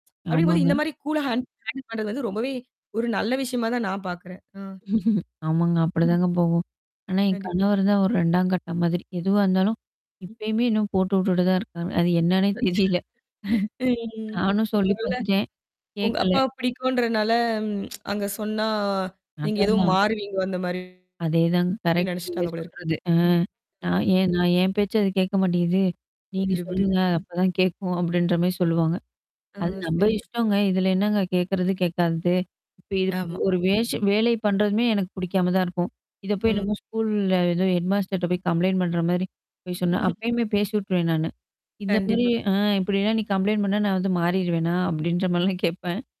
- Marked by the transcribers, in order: other noise; distorted speech; in English: "ஹாண்ட் ஹாண்டில்"; laugh; static; chuckle; tapping; unintelligible speech; chuckle; mechanical hum; tsk; other background noise; in English: "ஹெட்மாஸ்டர்ட்ட"; in English: "கம்ப்லைண்ட்"; chuckle; in English: "கம்ப்லைண்ட்"
- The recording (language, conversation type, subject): Tamil, podcast, நீங்கள் அன்பான ஒருவரை இழந்த அனுபவம் என்ன?